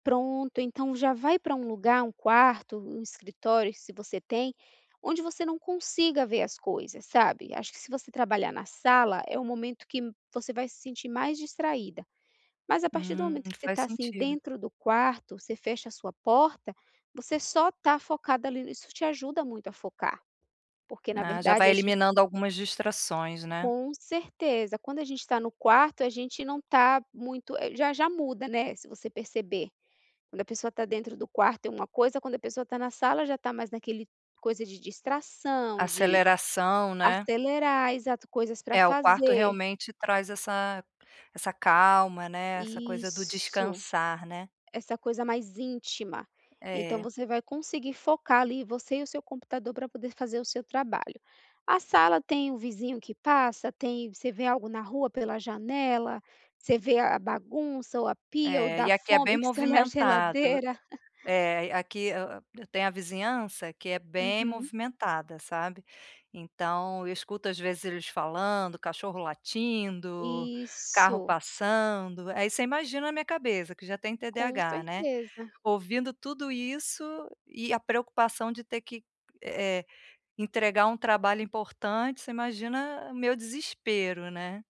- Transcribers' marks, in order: tapping
- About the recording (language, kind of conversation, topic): Portuguese, advice, Como posso aumentar minha concentração sem me estressar?